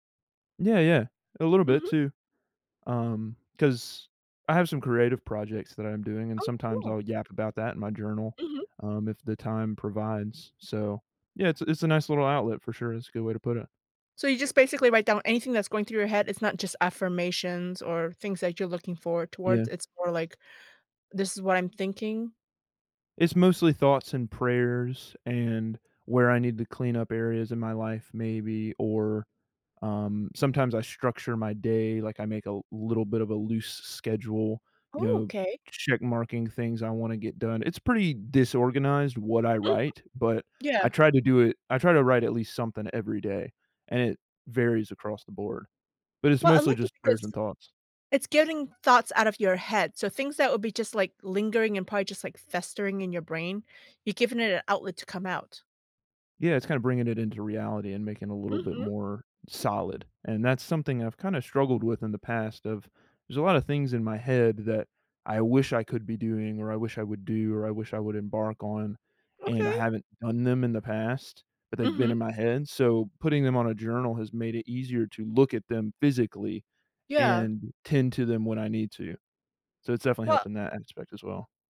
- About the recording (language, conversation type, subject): English, unstructured, What should I do when stress affects my appetite, mood, or energy?
- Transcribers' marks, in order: none